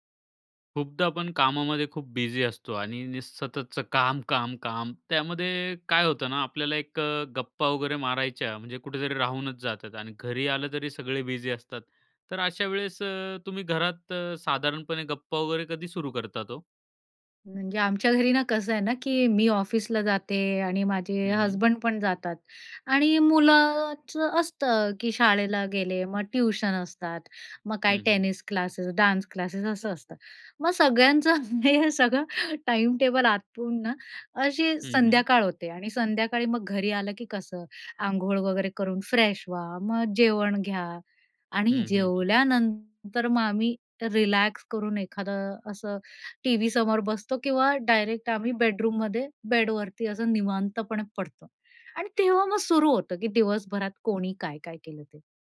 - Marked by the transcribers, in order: in English: "डान्स"; laughing while speaking: "हे सगळं"; in English: "फ्रेश"
- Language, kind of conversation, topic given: Marathi, podcast, तुमच्या घरात किस्से आणि गप्पा साधारणपणे केव्हा रंगतात?